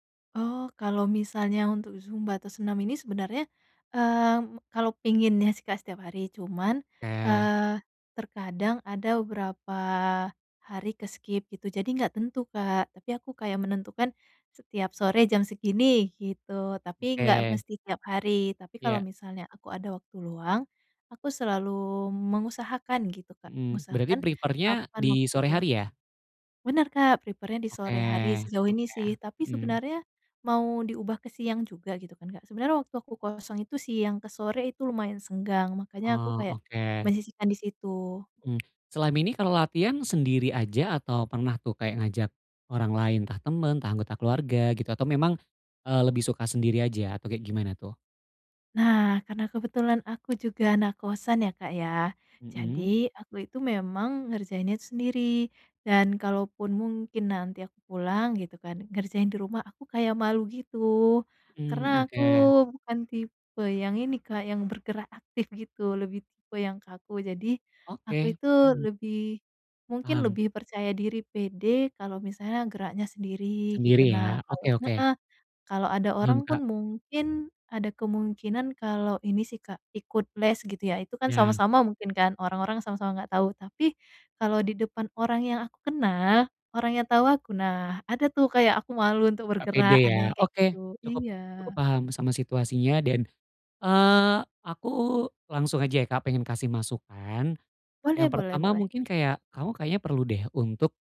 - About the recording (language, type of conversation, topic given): Indonesian, advice, Bagaimana cara mengatasi kebosanan dan stagnasi dalam latihan saya?
- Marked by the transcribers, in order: tapping; other background noise; in English: "prefer-nya"; in English: "prepare-nya"